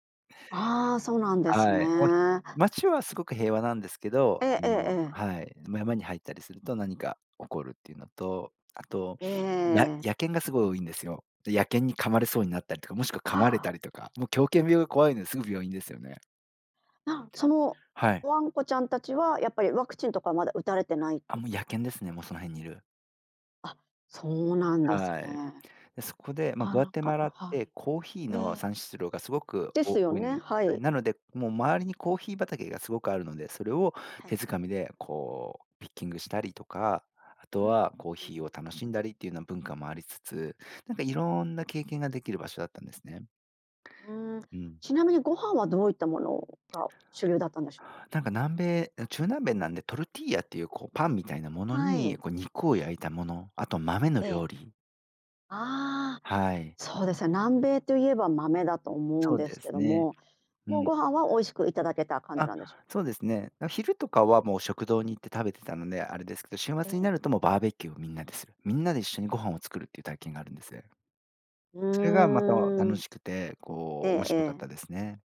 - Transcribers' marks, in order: other background noise
- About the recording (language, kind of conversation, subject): Japanese, podcast, みんなで一緒に体験した忘れられない出来事を教えてくれますか？